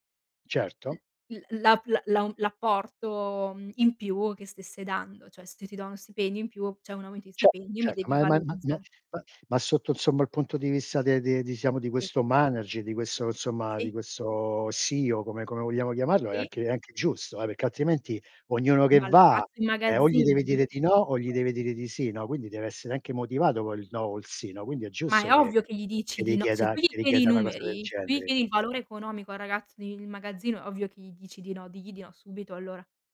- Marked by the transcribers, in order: other background noise; "cioè" said as "ceh"; distorted speech; "quesso" said as "questo"; unintelligible speech; "giusso" said as "giusto"; tapping
- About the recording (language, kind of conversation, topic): Italian, unstructured, Come ti senti quando devi chiedere un aumento di stipendio?